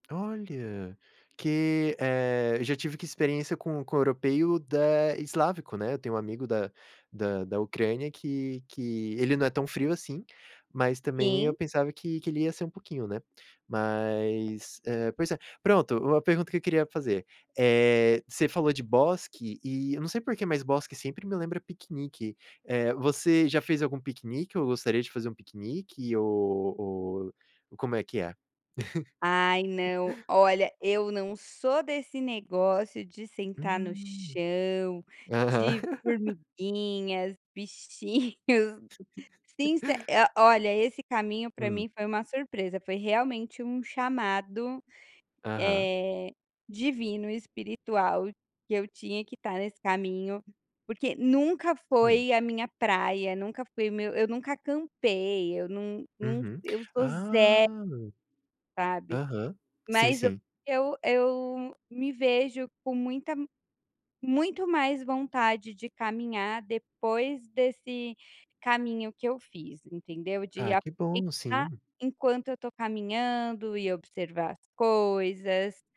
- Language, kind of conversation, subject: Portuguese, podcast, Qual encontro com a natureza você nunca vai esquecer?
- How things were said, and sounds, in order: tapping; chuckle; laughing while speaking: "bichinhos"; laugh; laugh